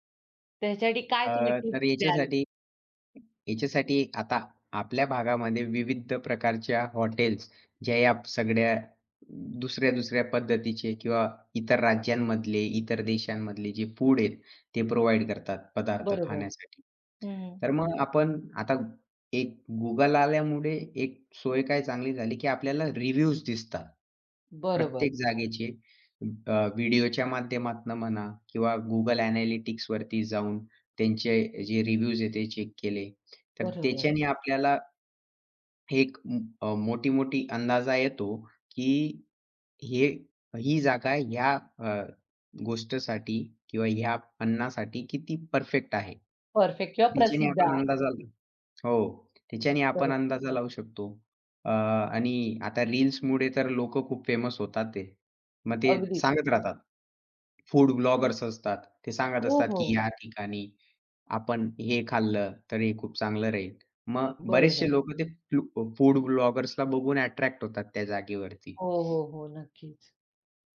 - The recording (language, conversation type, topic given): Marathi, podcast, एकट्याने स्थानिक खाण्याचा अनुभव तुम्हाला कसा आला?
- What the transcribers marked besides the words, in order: other background noise; in English: "चेक"